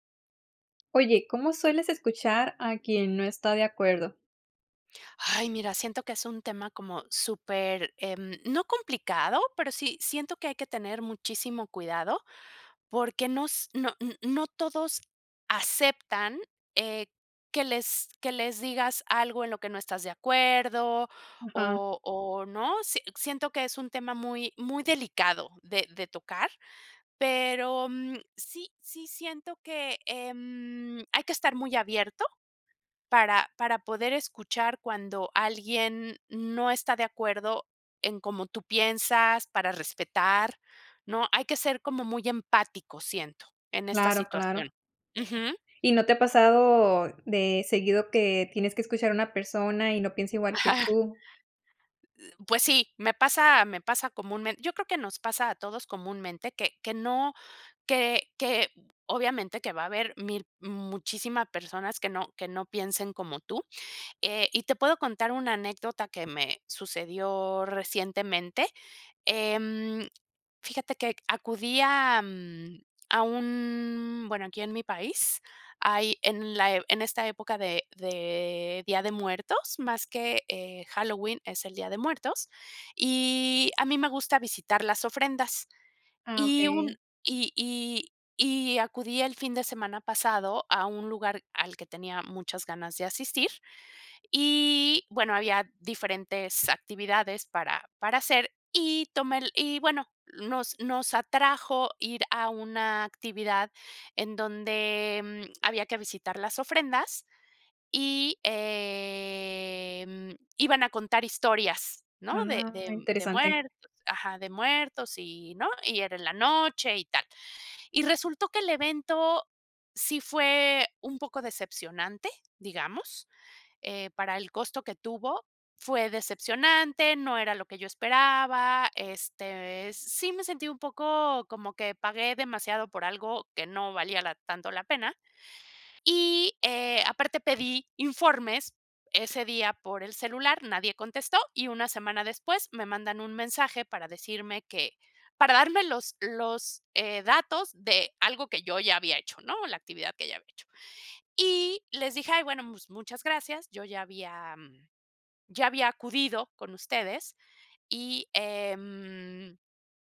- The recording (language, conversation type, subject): Spanish, podcast, ¿Cómo sueles escuchar a alguien que no está de acuerdo contigo?
- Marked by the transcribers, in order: tapping; other background noise; drawn out: "em"